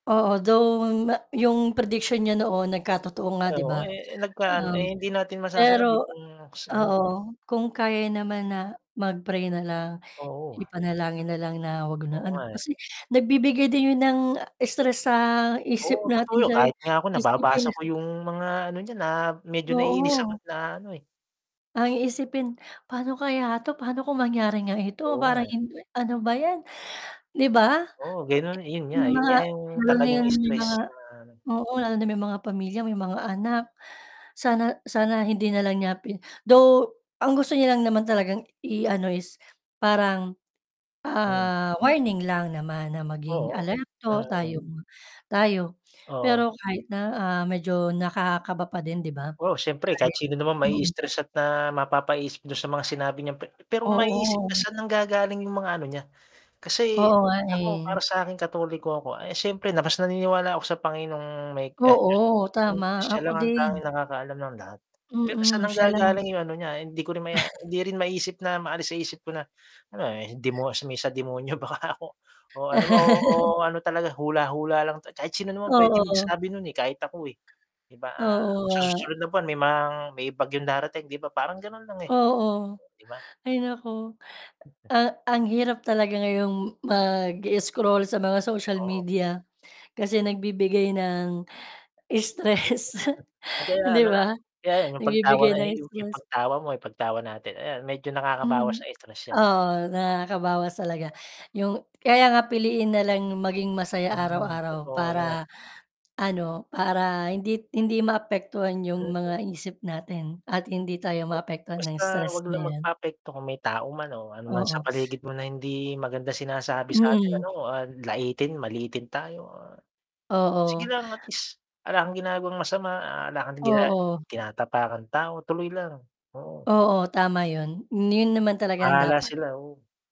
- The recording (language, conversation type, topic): Filipino, unstructured, Ano ang mga simpleng paraan para mapawi ang stress araw-araw?
- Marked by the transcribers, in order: distorted speech; static; unintelligible speech; laugh; laughing while speaking: "stress"; unintelligible speech; unintelligible speech